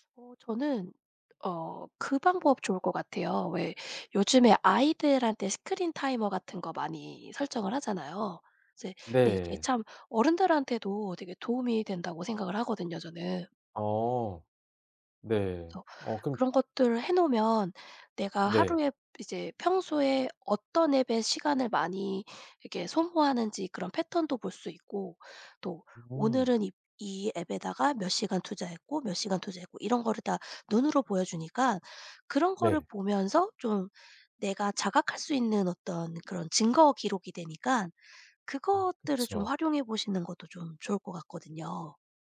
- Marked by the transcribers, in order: other background noise
- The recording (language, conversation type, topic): Korean, advice, 스마트폰과 미디어 사용을 조절하지 못해 시간을 낭비했던 상황을 설명해 주실 수 있나요?